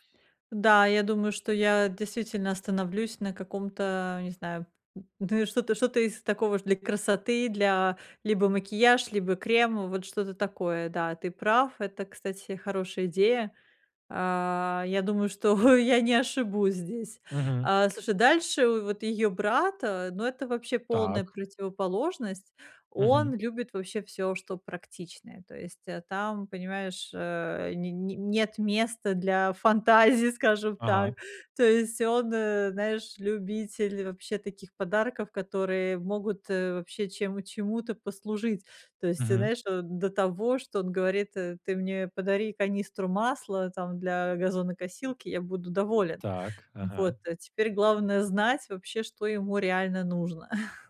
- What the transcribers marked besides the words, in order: tapping; chuckle; chuckle
- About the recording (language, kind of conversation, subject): Russian, advice, Как выбрать подходящий подарок для людей разных типов?